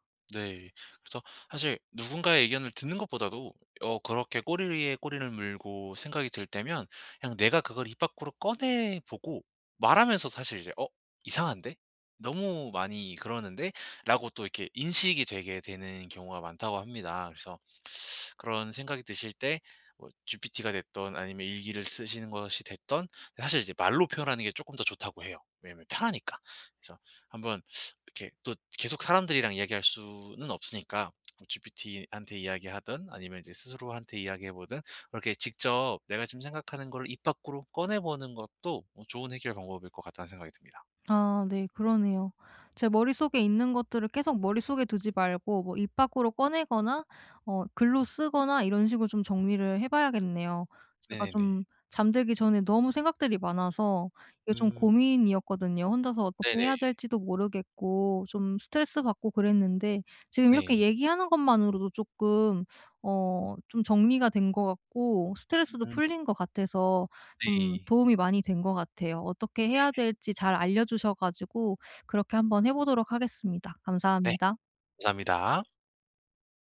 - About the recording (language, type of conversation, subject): Korean, advice, 잠들기 전에 머릿속 생각을 어떻게 정리하면 좋을까요?
- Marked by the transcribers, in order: teeth sucking; teeth sucking; lip smack; other background noise; tapping